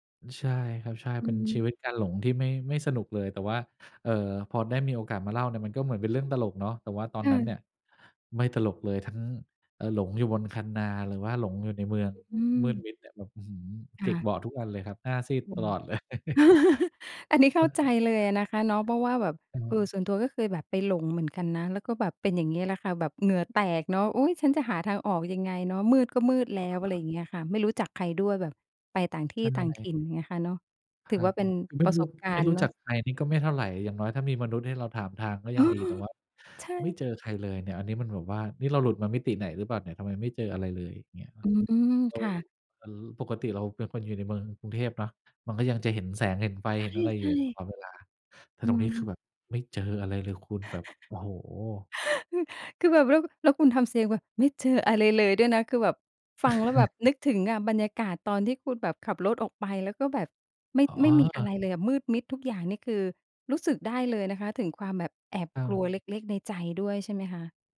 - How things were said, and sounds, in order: chuckle; laughing while speaking: "เลย"; chuckle; tapping; unintelligible speech; chuckle; chuckle
- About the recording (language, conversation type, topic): Thai, podcast, มีช่วงไหนที่คุณหลงทางแล้วได้บทเรียนสำคัญไหม?